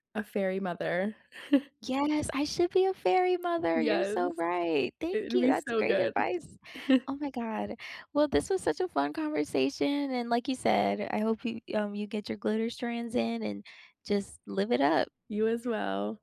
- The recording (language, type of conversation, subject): English, unstructured, Which pop culture trends do you secretly wish would make a comeback, and what memories make them special?
- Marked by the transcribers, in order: chuckle; joyful: "Yes, I should be a … that's great advice"; chuckle